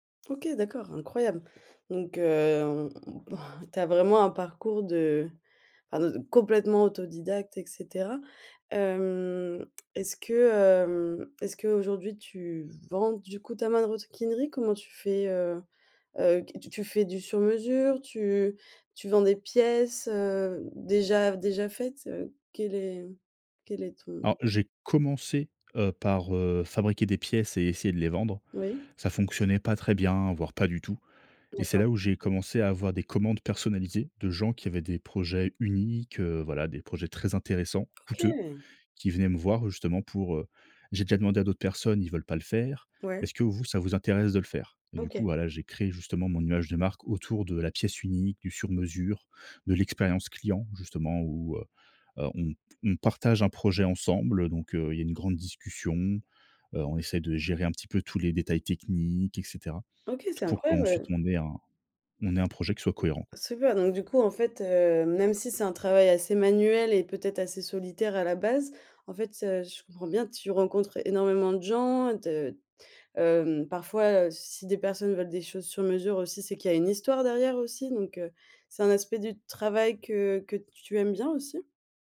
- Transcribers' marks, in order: other noise; sigh; drawn out: "Hem"; other background noise; "maroquinerie" said as "manrosquinerie"; stressed: "histoire"
- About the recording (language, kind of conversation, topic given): French, podcast, Quel conseil donnerais-tu à quelqu’un qui débute ?